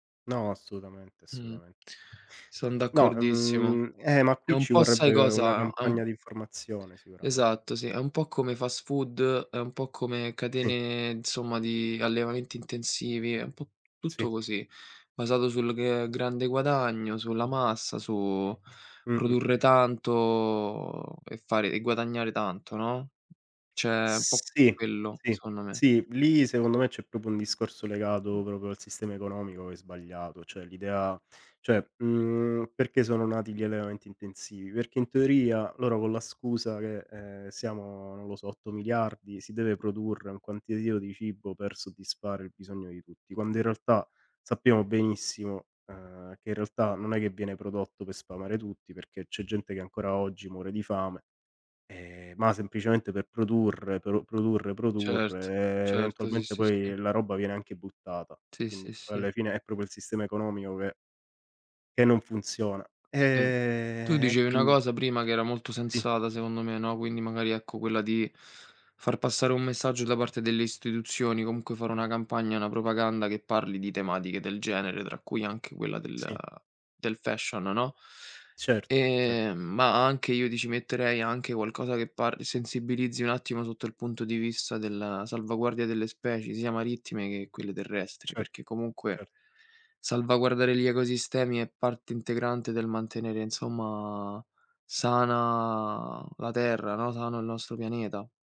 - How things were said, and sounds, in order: "assolutamente" said as "assutamen"; tapping; "insomma" said as "nzomma"; other background noise; drawn out: "tanto"; drawn out: "Sì"; "Cioè" said as "ceh"; "proprio" said as "propo"; "proprio" said as "propo"; "cioè" said as "ceh"; "cioè" said as "ceh"; "quantitativo" said as "quantiativo"; "Quindi" said as "quinni"; "proprio" said as "propio"; drawn out: "Ehm"; "istituzioni" said as "istetuzioni"; drawn out: "nzomma, sana"; "insomma" said as "nzomma"
- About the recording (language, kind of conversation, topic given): Italian, unstructured, Quanto potrebbe cambiare il mondo se tutti facessero piccoli gesti ecologici?